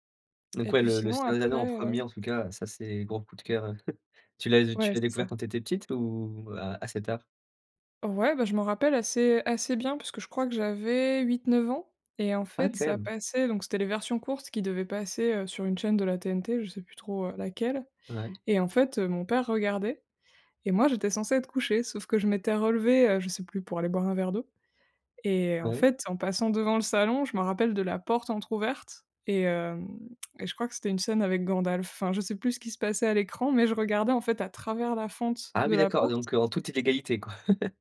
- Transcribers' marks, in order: chuckle; tapping; chuckle
- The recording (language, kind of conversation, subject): French, podcast, Comment choisis-tu ce que tu regardes sur une plateforme de streaming ?